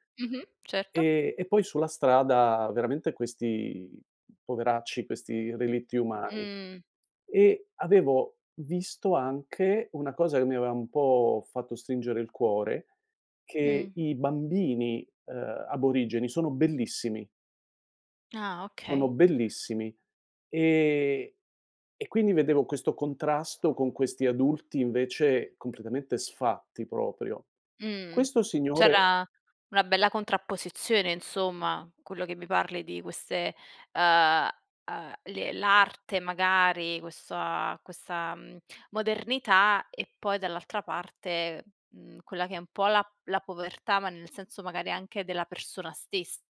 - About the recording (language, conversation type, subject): Italian, podcast, Qual è un tuo ricordo legato a un pasto speciale?
- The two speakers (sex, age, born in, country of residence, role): female, 25-29, Italy, Italy, host; male, 60-64, Italy, United States, guest
- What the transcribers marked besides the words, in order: tapping; "aveva" said as "avea"; "insomma" said as "inzomma"; "questo" said as "quesso"; "questa" said as "quessa"